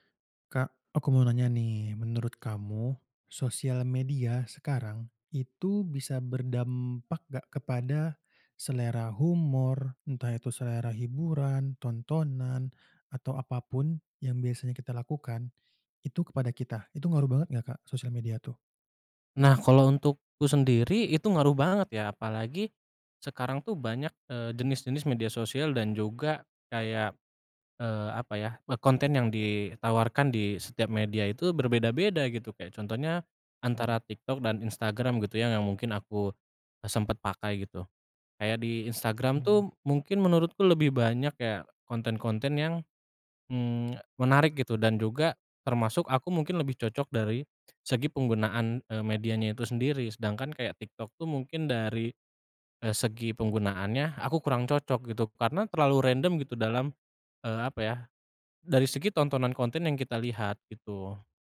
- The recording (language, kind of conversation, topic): Indonesian, podcast, Bagaimana pengaruh media sosial terhadap selera hiburan kita?
- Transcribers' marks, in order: none